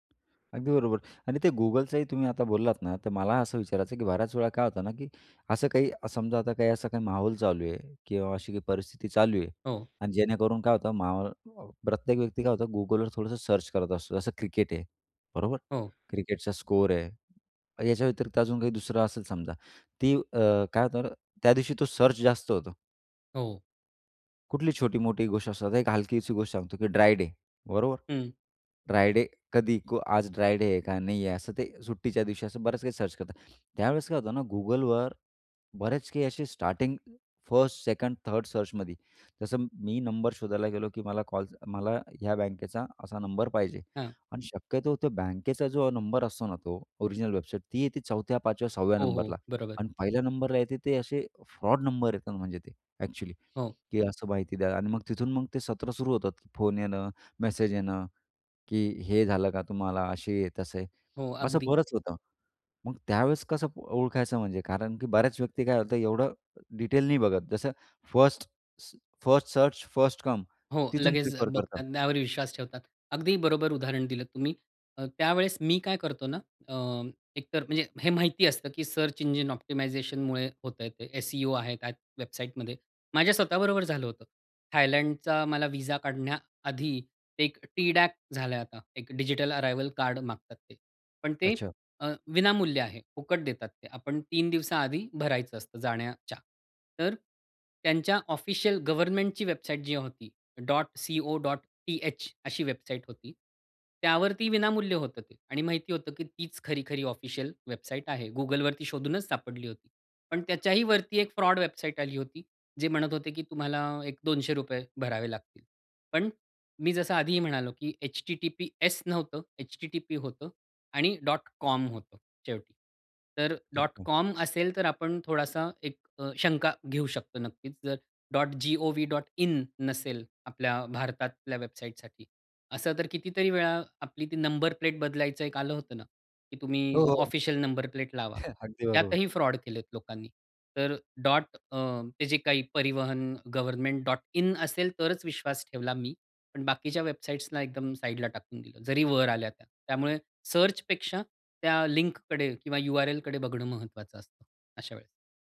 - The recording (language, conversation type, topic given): Marathi, podcast, ऑनलाइन खोटी माहिती तुम्ही कशी ओळखता?
- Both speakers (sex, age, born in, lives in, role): male, 35-39, India, India, host; male, 40-44, India, India, guest
- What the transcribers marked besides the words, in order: in English: "सर्च"; in English: "सर्च"; in English: "ड्राय डे"; in English: "ड्राय डे"; in English: "ड्राय डे"; in English: "सर्च"; in English: "स्टार्टिंग फर्स्ट, सेकंड, थर्ड सर्चमध्ये"; in English: "फ्रॉड"; "असेही-तसेही" said as "अशीय तसेय"; in English: "फर्स्ट सर्च, फर्स्ट कम"; in English: "सर्च इंजिन ऑप्टिमायझेशनमुळे"; "विझा" said as "विसा"; in English: "टी डॅक"; in English: "अराइवल"; in English: "फ्रॉड"; "थोडीशी" said as "थोडासा"; chuckle; in English: "फ्रॉड"; in English: "सर्चपेक्षा"